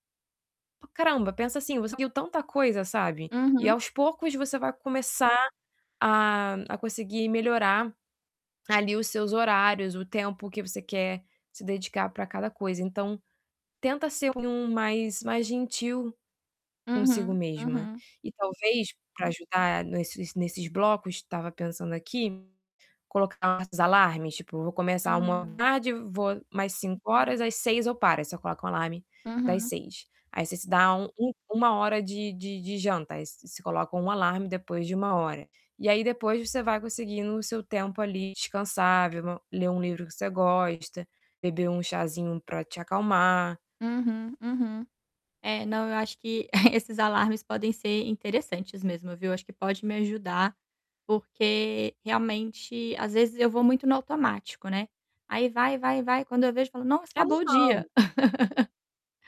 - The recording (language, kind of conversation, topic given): Portuguese, advice, Como posso organizar melhor meu tempo e minhas prioridades diárias?
- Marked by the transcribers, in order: tapping; distorted speech; unintelligible speech; laughing while speaking: "esses"; laugh